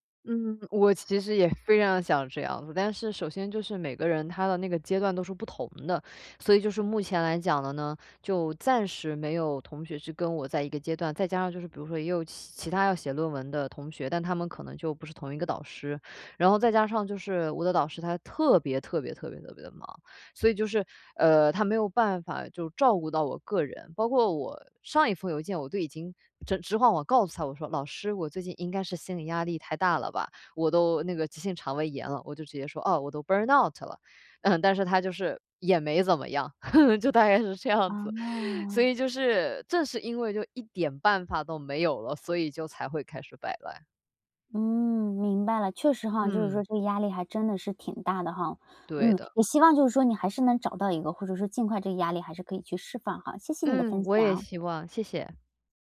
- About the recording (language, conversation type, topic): Chinese, podcast, 如何应对长期压力？
- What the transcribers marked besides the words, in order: other background noise; in English: "Burnout"; laugh; joyful: "就大概是这样子"; trusting: "啊"; chuckle; stressed: "一点"; joyful: "谢谢你的分享"; joyful: "嗯，我也希望。 谢谢"